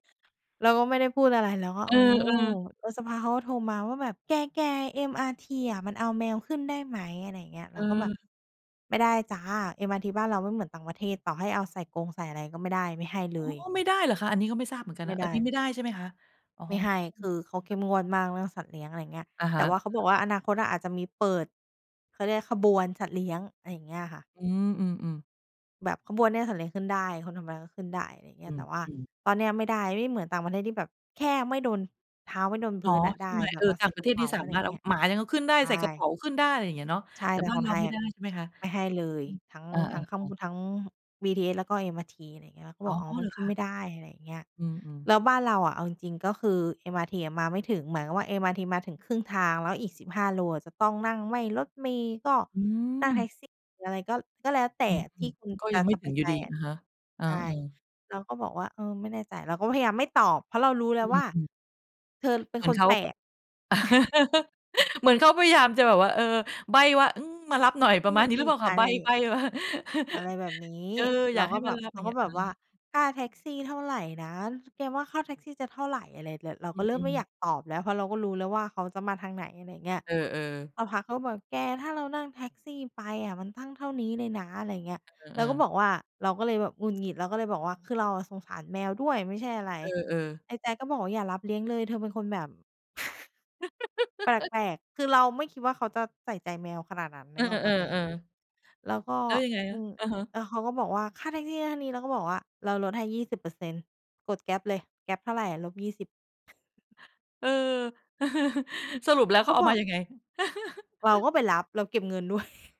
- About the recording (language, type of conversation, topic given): Thai, podcast, คุณคิดอย่างไรกับการช่วยเหลือเพื่อนบ้านโดยไม่หวังผลตอบแทน?
- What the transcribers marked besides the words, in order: laugh; chuckle; chuckle; tapping; giggle; chuckle; chuckle; chuckle; laughing while speaking: "ด้วย"